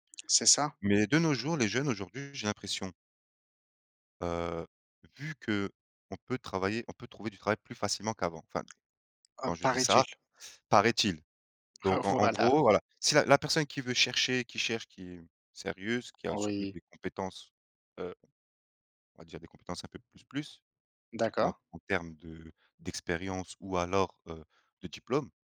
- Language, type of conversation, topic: French, unstructured, Qu’est-ce qui te rend triste dans ta vie professionnelle ?
- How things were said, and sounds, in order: laughing while speaking: "Ah voilà"; other background noise